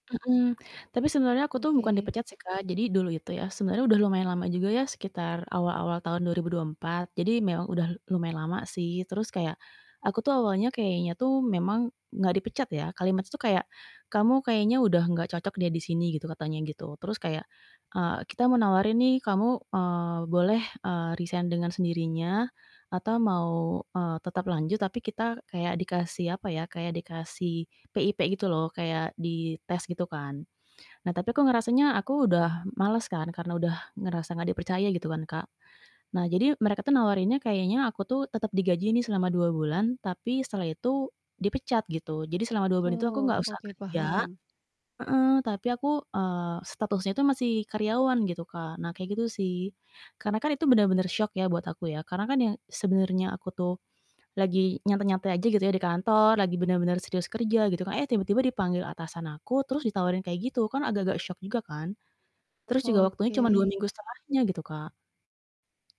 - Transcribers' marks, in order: distorted speech; tapping
- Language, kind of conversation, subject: Indonesian, advice, Bagaimana cara mengatasi rasa takut mencoba pekerjaan baru setelah dipecat sebelumnya?